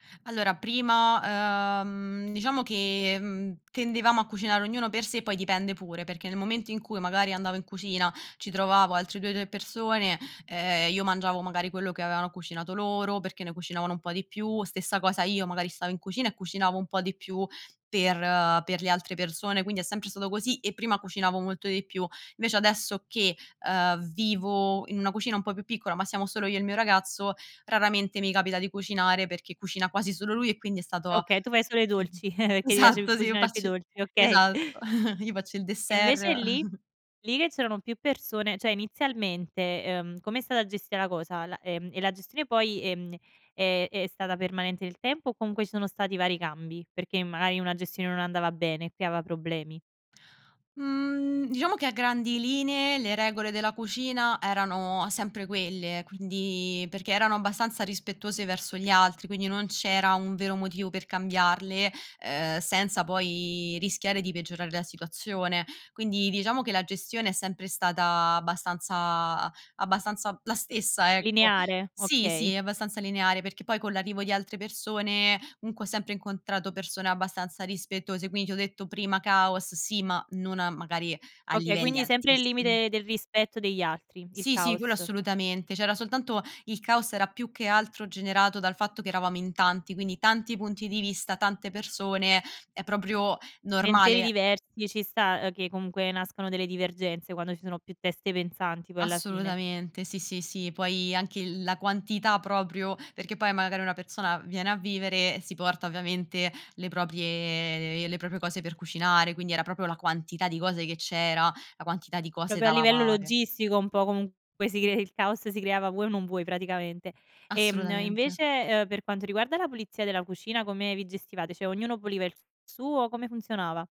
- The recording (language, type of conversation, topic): Italian, podcast, Come rendi la cucina uno spazio davvero confortevole per te?
- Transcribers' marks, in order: chuckle; "perché" said as "pecché"; cough; laughing while speaking: "esatto"; laughing while speaking: "okay"; chuckle; "cioè" said as "ceh"; "gestita" said as "gestia"; "Proprio" said as "propio"; "Cioè" said as "ceh"